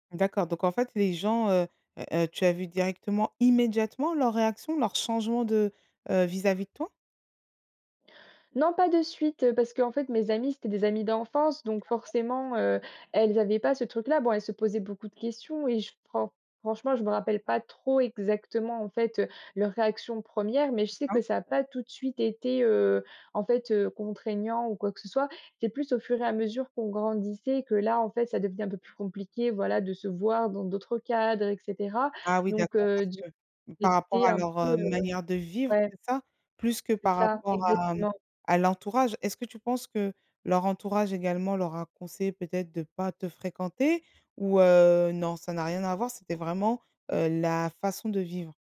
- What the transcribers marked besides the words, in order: stressed: "immédiatement"
- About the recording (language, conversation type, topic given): French, podcast, Comment gères-tu le regard des autres pendant ta transformation ?